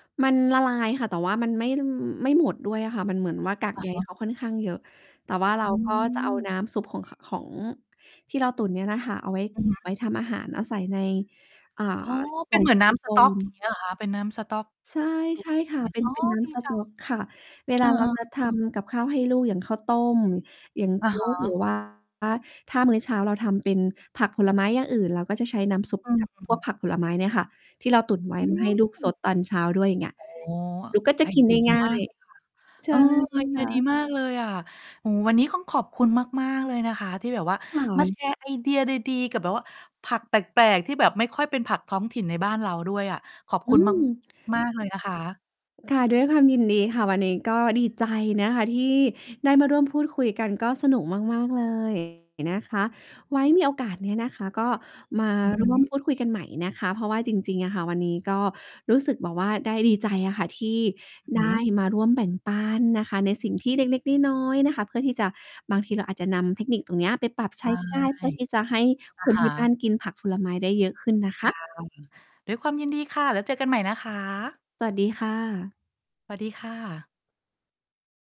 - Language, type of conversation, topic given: Thai, podcast, มีวิธีทำให้กินผักและผลไม้ให้มากขึ้นได้อย่างไรบ้าง?
- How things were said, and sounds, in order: static; distorted speech; other background noise; tapping; mechanical hum; "ต้อง" said as "ข้อง"